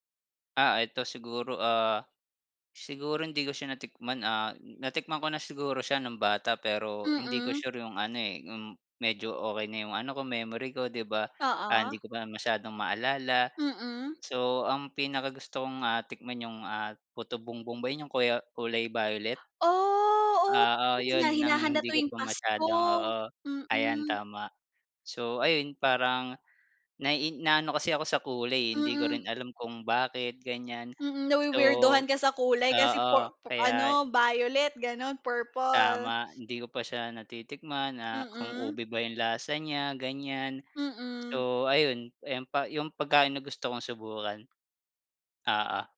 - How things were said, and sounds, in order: background speech
- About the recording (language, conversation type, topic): Filipino, unstructured, Ano ang pinakanatatandaan mong pagkaing natikman mo sa labas?